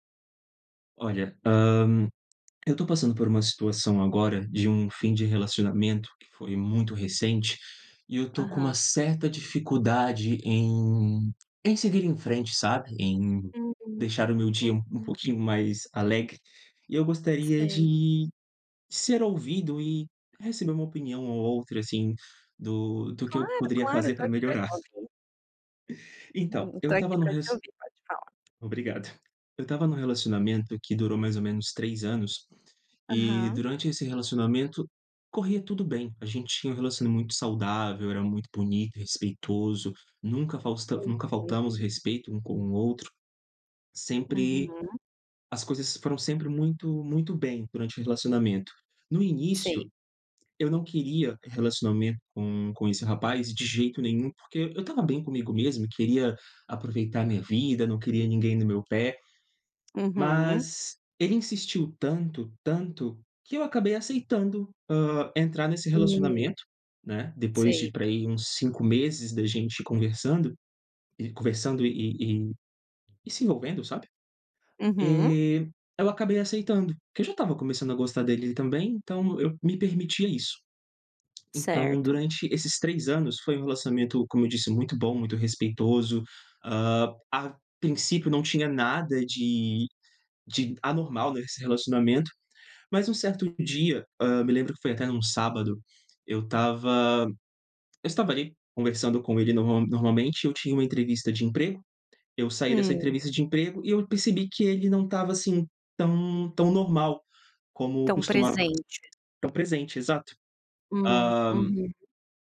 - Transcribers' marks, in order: other background noise; sigh; chuckle; tapping; "faltamos" said as "faustamo"
- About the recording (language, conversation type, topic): Portuguese, advice, Como posso superar o fim recente do meu namoro e seguir em frente?